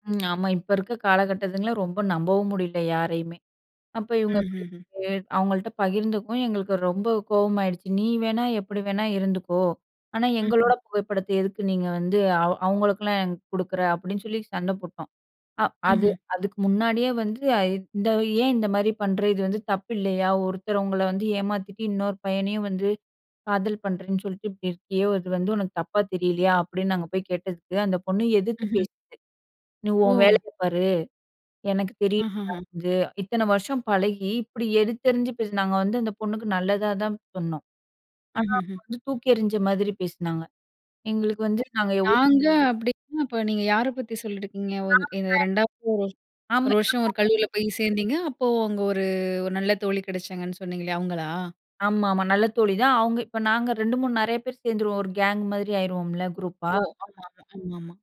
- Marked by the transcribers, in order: other noise; unintelligible speech; in English: "கேங்"; in English: "குரூப்பா"
- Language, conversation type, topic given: Tamil, podcast, நம்பிக்கை குலைந்த நட்பை மீண்டும் எப்படி மீட்டெடுக்கலாம்?